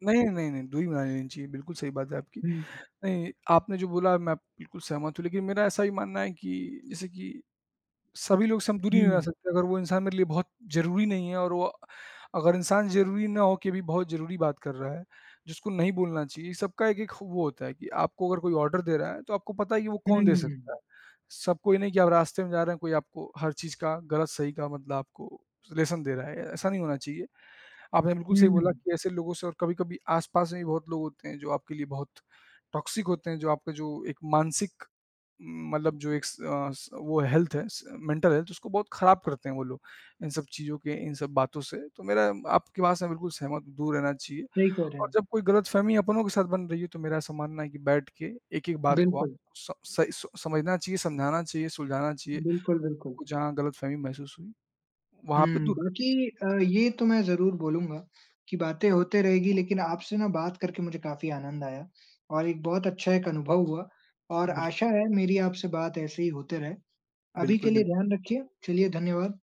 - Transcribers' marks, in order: tapping; in English: "ऑर्डर"; in English: "लेसन"; in English: "टॉक्सिक"; in English: "हेल्थ"; in English: "मेंटल हेल्थ"
- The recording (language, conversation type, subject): Hindi, unstructured, क्या कभी आपको अपने विचारों और भावनाओं को सही ढंग से व्यक्त करने में कठिनाई हुई है?
- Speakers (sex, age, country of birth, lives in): male, 20-24, India, India; male, 20-24, India, India